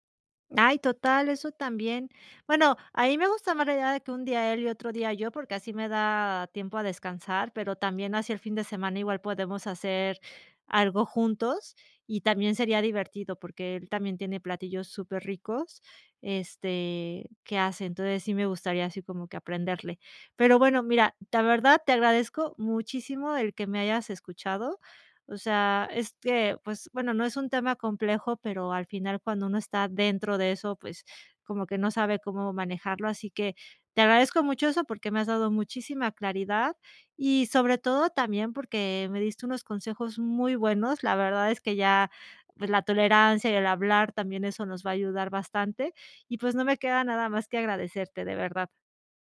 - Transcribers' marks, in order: none
- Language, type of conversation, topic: Spanish, advice, ¿Cómo podemos manejar las peleas en pareja por hábitos alimenticios distintos en casa?